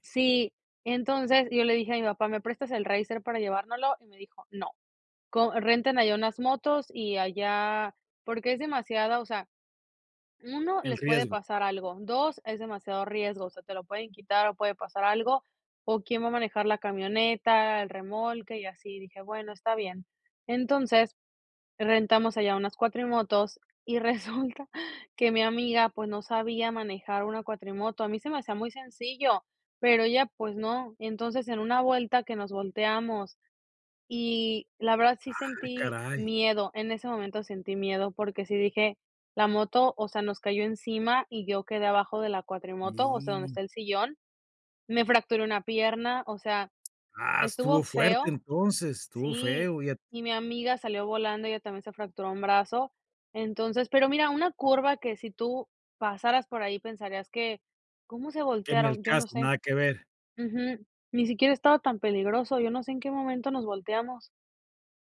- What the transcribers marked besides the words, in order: none
- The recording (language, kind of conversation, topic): Spanish, podcast, ¿Cómo eliges entre seguridad y aventura?